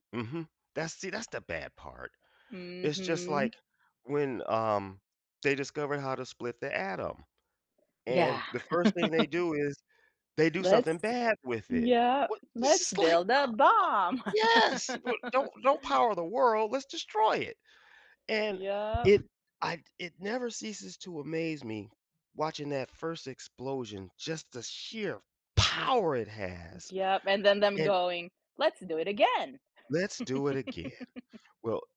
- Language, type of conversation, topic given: English, unstructured, How might having special abilities like reading minds or seeing the future affect your everyday life and choices?
- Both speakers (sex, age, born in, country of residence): female, 40-44, Philippines, United States; male, 60-64, United States, United States
- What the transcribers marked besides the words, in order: chuckle; put-on voice: "Let's build a bomb"; other noise; chuckle; tapping; stressed: "power"; chuckle